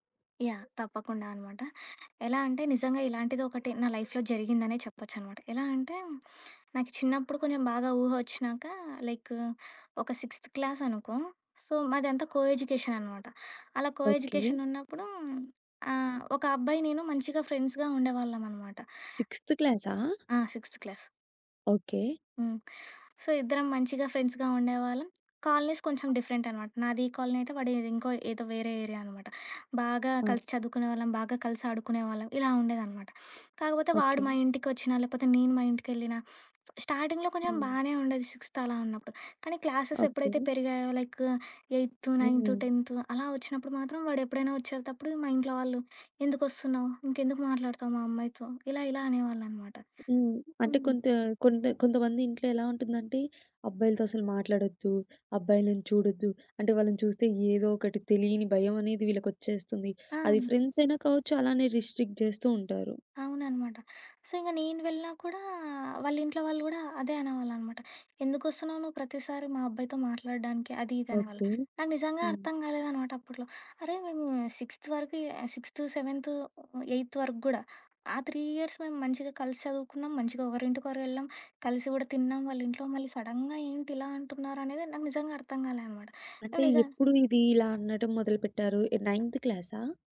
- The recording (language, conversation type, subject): Telugu, podcast, సామాజిక ఒత్తిడి మరియు మీ అంతరాత్మ చెప్పే మాటల మధ్య మీరు ఎలా సమతుల్యం సాధిస్తారు?
- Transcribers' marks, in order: other background noise; in English: "లైఫ్‌లో"; in English: "లైక్"; in English: "సిక్స్త్ క్లాస్"; in English: "సో"; in English: "కో ఎడ్యుకేషన్"; in English: "కో ఎడ్యు కేషన్"; in English: "ఫ్రెండ్స్‌గా"; in English: "సిక్స్త్"; in English: "సిక్స్త్ క్లాస్"; in English: "సో"; in English: "ఫ్రెండ్స్‌గా"; tapping; in English: "కాలనీస్"; in English: "డిఫరెంట్"; in English: "కాలనీ"; in English: "ఏరియా"; in English: "స్టార్టింగ్‌లో"; in English: "సిక్స్త్"; in English: "క్లాసెస్"; in English: "లైక్"; in English: "ఫ్రెండ్స్"; in English: "రిస్ట్రిక్ట్"; in English: "సో"; in English: "సిక్స్త్"; in English: "సిక్స్త్, సెవెన్త్, ఏయిత్"; in English: "త్రీ ఇయర్స్"; in English: "సడెన్‌గా"; in English: "నైన్త్"